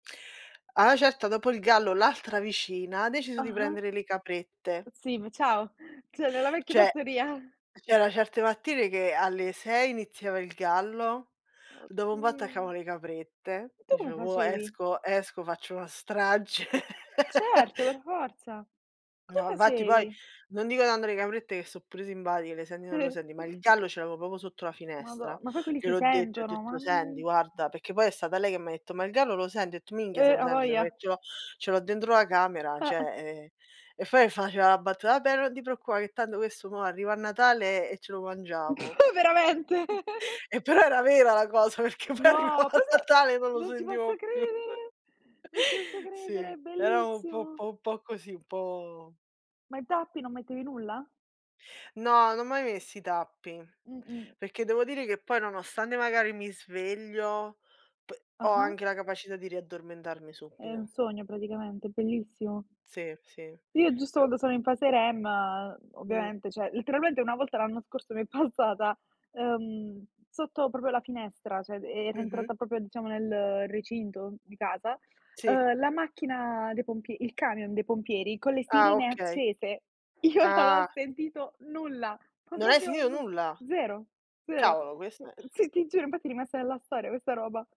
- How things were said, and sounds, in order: "cioè" said as "ceh"; chuckle; chuckle; laughing while speaking: "Veramente?"; chuckle; chuckle; laughing while speaking: "Eh, però era vera la … lo sentivo più"; laughing while speaking: "passata"; other background noise; laughing while speaking: "non ho"
- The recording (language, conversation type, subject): Italian, unstructured, In che modo il sonno influisce sul tuo umore?